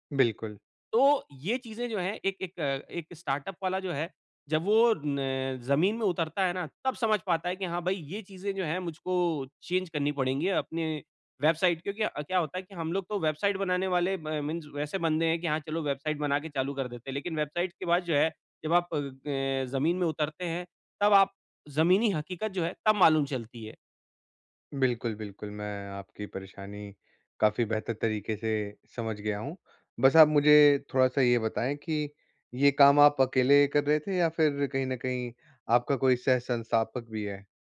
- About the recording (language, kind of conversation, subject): Hindi, advice, निराशा और असफलता से उबरना
- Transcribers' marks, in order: in English: "चेंज"; in English: "म मीन्स"